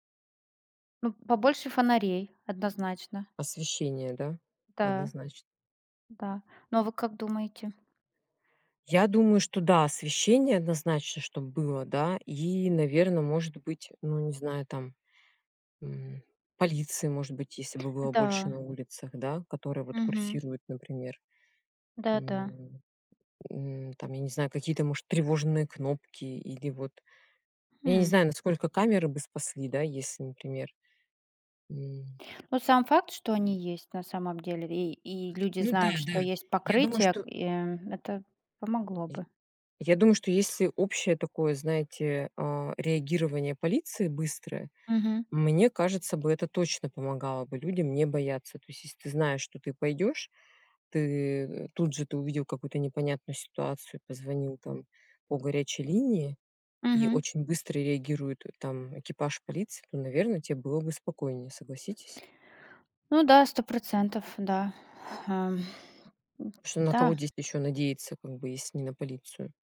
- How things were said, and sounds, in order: tapping
- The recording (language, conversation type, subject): Russian, unstructured, Почему, по-вашему, люди боятся выходить на улицу вечером?